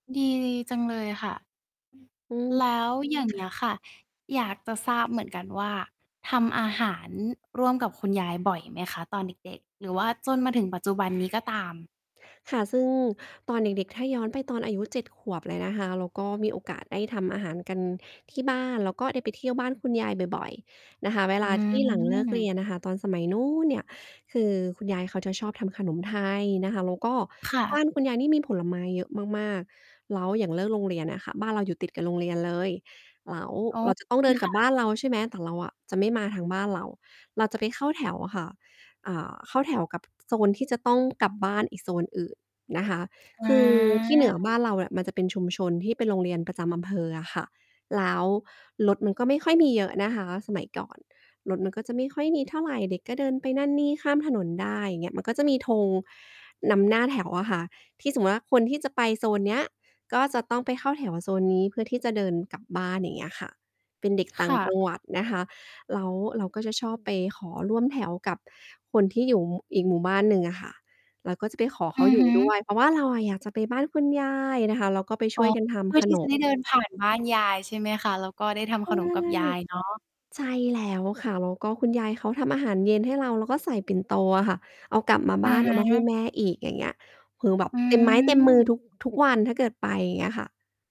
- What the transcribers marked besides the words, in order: distorted speech; mechanical hum; other background noise
- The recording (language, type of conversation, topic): Thai, podcast, การทำอาหารร่วมกันในครอบครัวมีความหมายกับคุณอย่างไร?